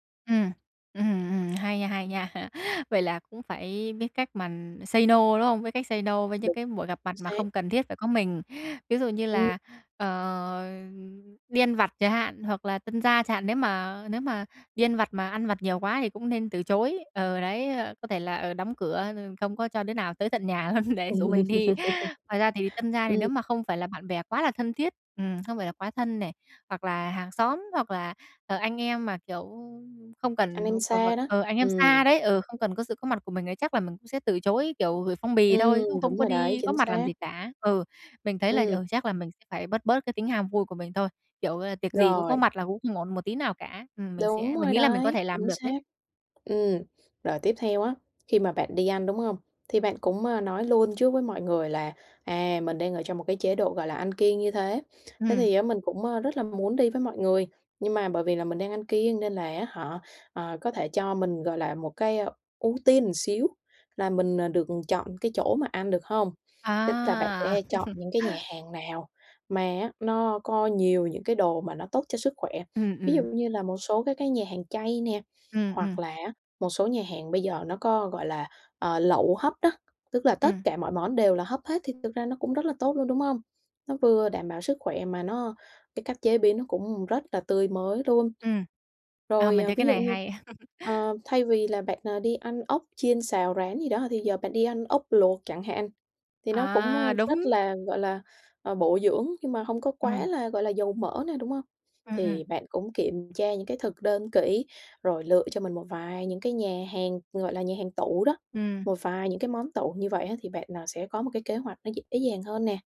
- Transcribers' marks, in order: tapping; chuckle; in English: "say no"; in English: "say no"; laughing while speaking: "luôn"; laugh; laugh; laugh
- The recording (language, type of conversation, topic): Vietnamese, advice, Làm sao để ăn lành mạnh khi đi ăn ngoài cùng bạn bè?